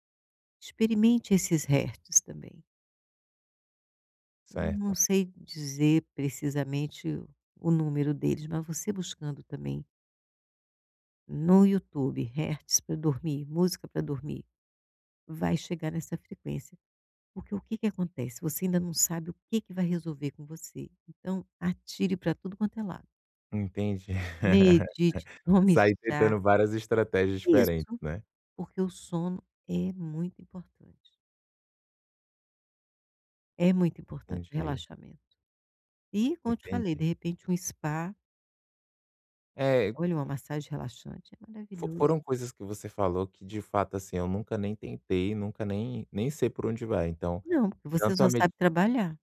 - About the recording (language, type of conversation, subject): Portuguese, advice, Por que não consigo relaxar em casa quando tenho pensamentos acelerados?
- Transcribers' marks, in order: tapping; laugh